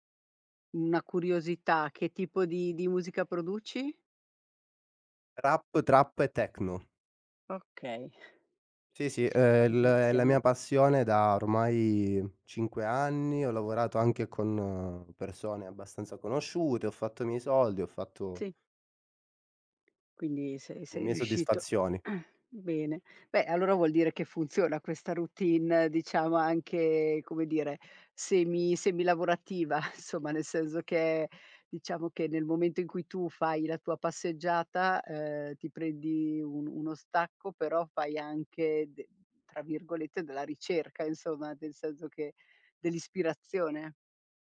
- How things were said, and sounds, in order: other background noise; cough; laughing while speaking: "lavorativa"
- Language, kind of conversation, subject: Italian, podcast, Come organizzi la tua routine mattutina per iniziare bene la giornata?